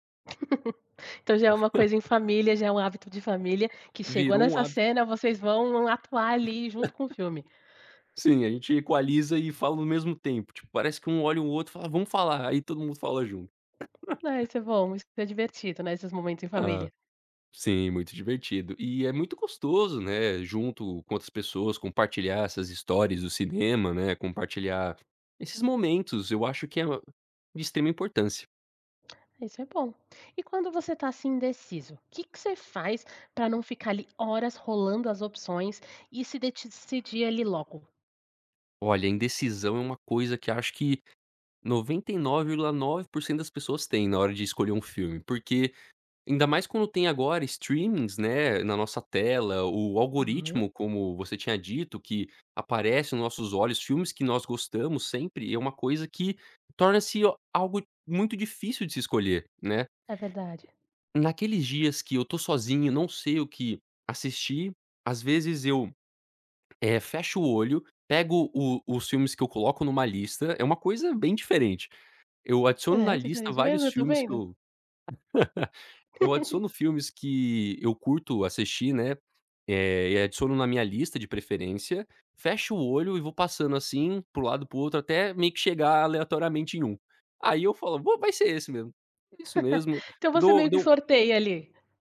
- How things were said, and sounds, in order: laugh; chuckle; chuckle; tapping; chuckle; "decidir" said as "detcidir"; chuckle; laugh; chuckle
- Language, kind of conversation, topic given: Portuguese, podcast, Como você escolhe o que assistir numa noite livre?